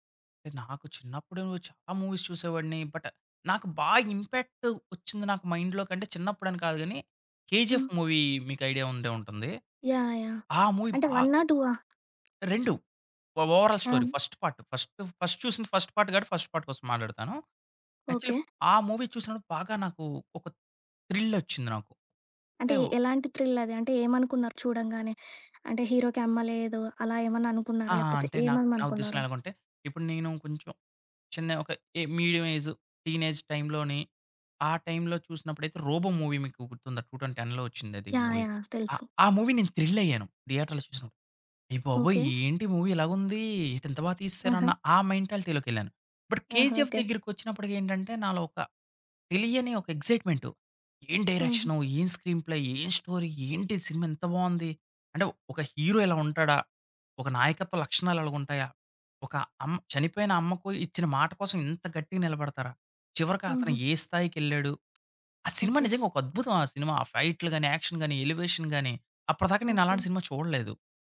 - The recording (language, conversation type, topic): Telugu, podcast, ఫిల్మ్ లేదా టీవీలో మీ సమూహాన్ని ఎలా చూపిస్తారో అది మిమ్మల్ని ఎలా ప్రభావితం చేస్తుంది?
- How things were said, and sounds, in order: in English: "మూవీస్"; in English: "బట్"; in English: "ఇంపాక్ట్"; in English: "మైండ్‌లో"; in English: "మూవీ"; other background noise; in English: "మూవీ"; in English: "టూ"; in English: "ఓ ఓవరాల్ స్టోరీ. ఫస్ట్ పార్ట్, ఫస్ట్ ఫస్ట్"; in English: "ఫస్ట్ పార్ట్"; in English: "ఫస్ట్ పార్ట్"; in English: "యాక్చువల్లీ"; in English: "మూవీ"; in English: "హీరోకి"; in English: "మీడియం ఏజ్, టీనేజ్ టైమ్‌లోని"; in English: "మూవీ"; in English: "టూ తౌసండ్ టెన్‌లో"; in English: "మూవీ"; in English: "మూవీ"; in English: "థియేటర్‌లో"; in English: "మూవీ"; in English: "మెంటాలిటీ‌లోకెళ్ళాను. బట్"; in English: "స్క్రీన్ ప్లే"; in English: "స్టోరీ!"; in English: "హీరో"; in English: "యాక్షన్‌గాని, ఎలివేషన్‌గాని"